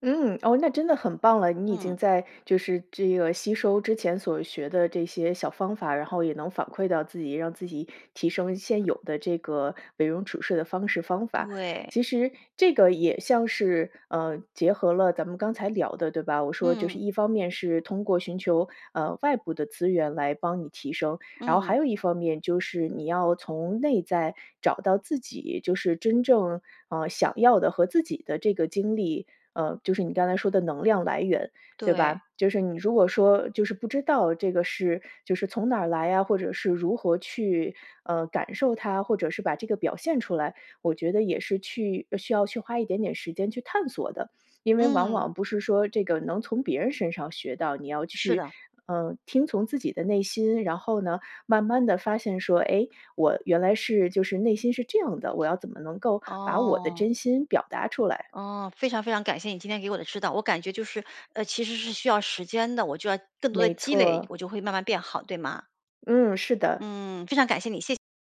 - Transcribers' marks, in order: other background noise
- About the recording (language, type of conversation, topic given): Chinese, advice, 我定的目标太高，觉得不现实又很沮丧，该怎么办？